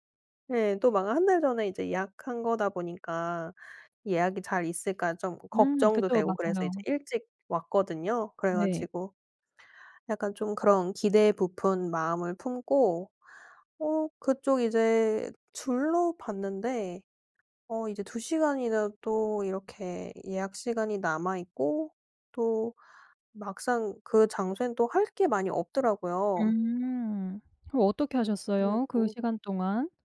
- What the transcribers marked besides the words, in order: none
- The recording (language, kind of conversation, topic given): Korean, podcast, 뜻밖의 장소에서 영감을 받은 적이 있으신가요?